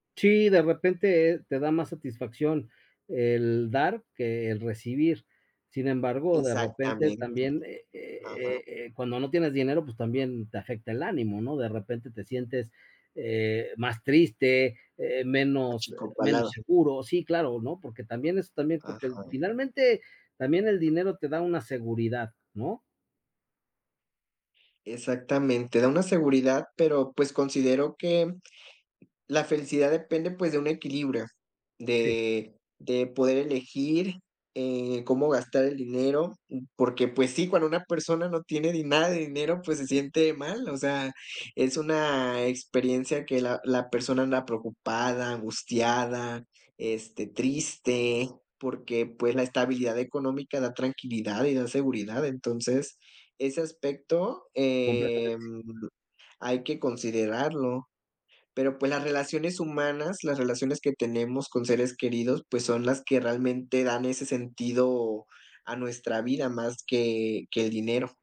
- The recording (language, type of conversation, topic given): Spanish, unstructured, ¿Crees que el dinero compra la felicidad?
- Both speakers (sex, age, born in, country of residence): male, 30-34, Mexico, Mexico; male, 50-54, Mexico, Mexico
- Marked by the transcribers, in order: other background noise